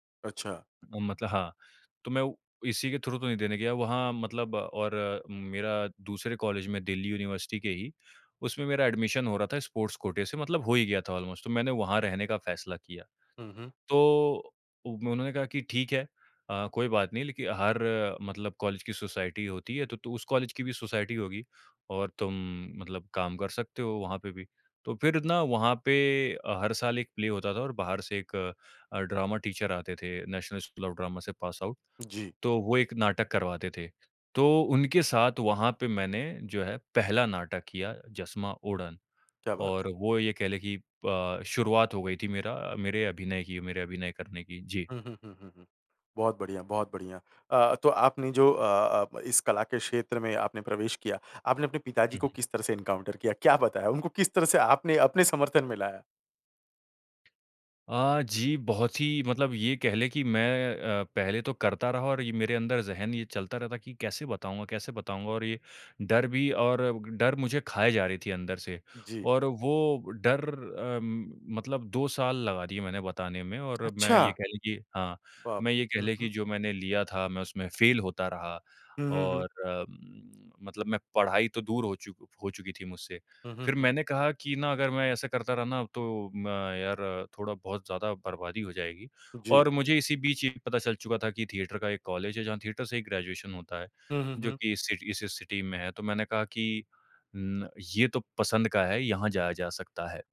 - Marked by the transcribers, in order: in English: "थ्रू"; in English: "एडमिशन"; in English: "स्पोर्ट्स"; in English: "ऑलमोस्ट"; in English: "सोसाइटी"; in English: "सोसाइटी"; in English: "प्ले"; in English: "ड्रामा टीचर"; in English: "पास आउट"; in English: "एनकाउंटर"; in English: "थिएटर"; in English: "थिएटर"; in English: "ग्रेजुएशन"; in English: "सिटी"; in English: "सिटी"
- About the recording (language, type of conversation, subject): Hindi, podcast, अपने डर पर काबू पाने का अनुभव साझा कीजिए?